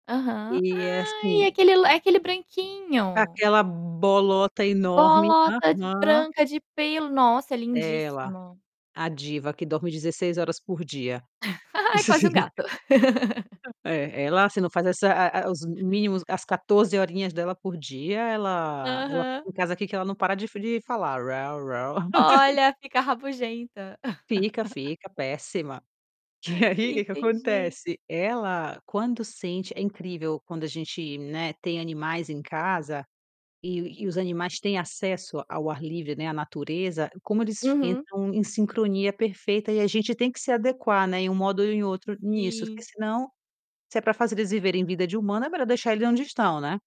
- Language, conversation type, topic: Portuguese, podcast, Como você planeja uma aventura ao ar livre no fim de semana?
- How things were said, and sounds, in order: other background noise; chuckle; laugh; laugh; static; distorted speech; other noise; laugh; laugh; laughing while speaking: "E aí"